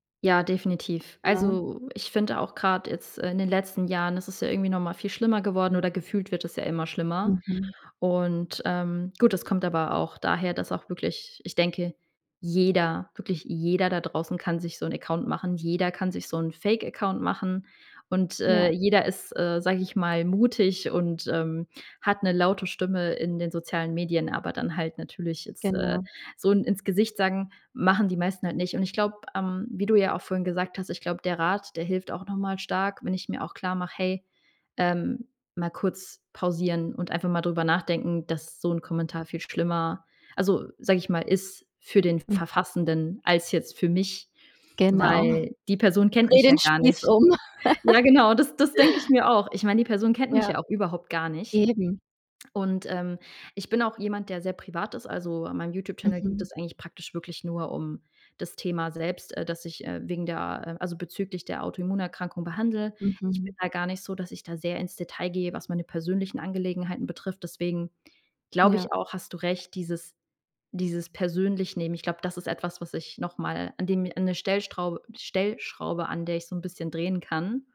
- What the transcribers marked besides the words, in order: joyful: "Ja genau, das das denke ich mir auch"; laughing while speaking: "Dreh den Spieß um"; laugh
- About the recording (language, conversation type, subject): German, advice, Wie kann ich damit umgehen, dass mich negative Kommentare in sozialen Medien verletzen und wütend machen?